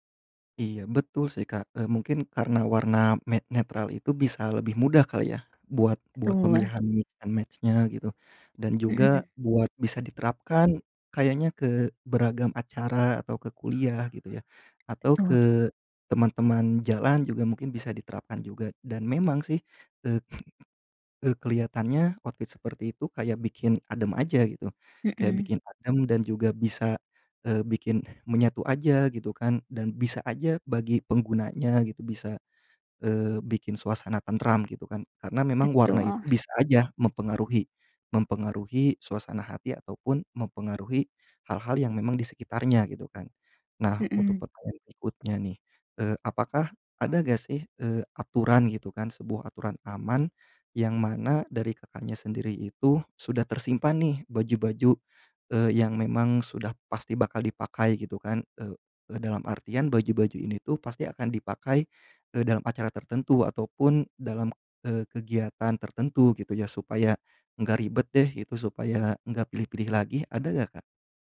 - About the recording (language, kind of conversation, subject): Indonesian, podcast, Bagaimana cara kamu memadupadankan pakaian untuk sehari-hari?
- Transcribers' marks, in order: in English: "mix and match-nya"; in English: "outfit"